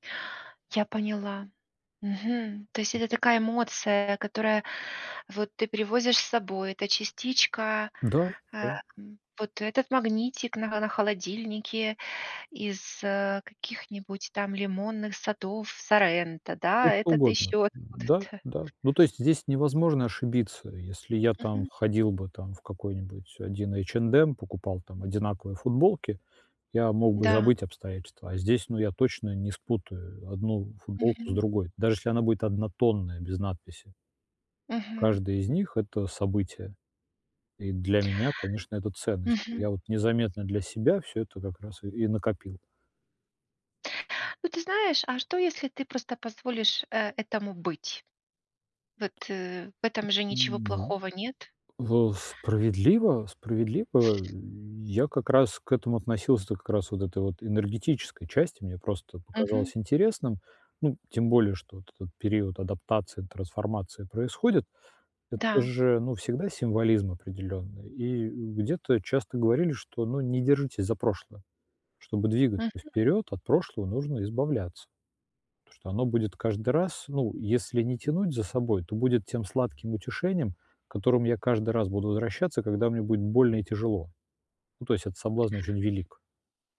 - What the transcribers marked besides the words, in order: tapping; other background noise
- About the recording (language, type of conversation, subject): Russian, advice, Как отпустить эмоциональную привязанность к вещам без чувства вины?